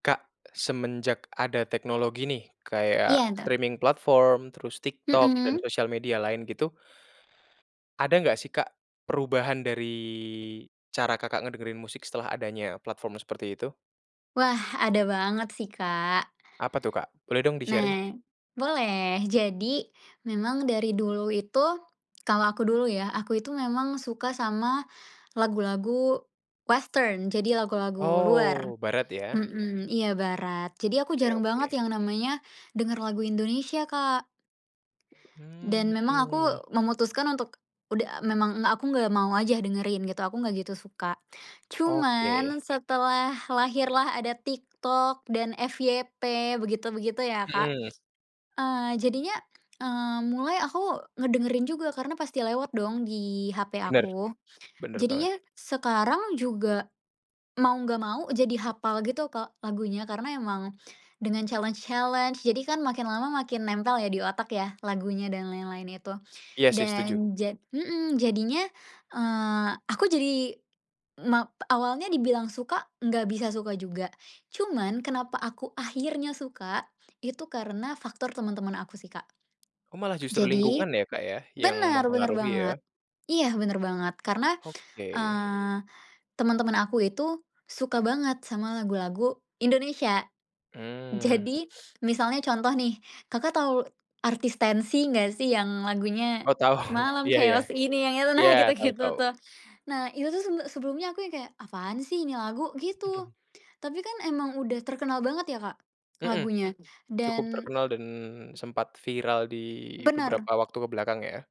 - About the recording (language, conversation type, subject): Indonesian, podcast, Bagaimana teknologi seperti layanan streaming dan TikTok mengubah cara kamu mendengarkan musik?
- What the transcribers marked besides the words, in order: in English: "streaming platform"; in English: "platform"; in English: "di-sharing"; in English: "western"; other background noise; in English: "challenge challenge"; tapping; laughing while speaking: "Jadi"; in English: "chaos"; laughing while speaking: "tau"; laughing while speaking: "gitu"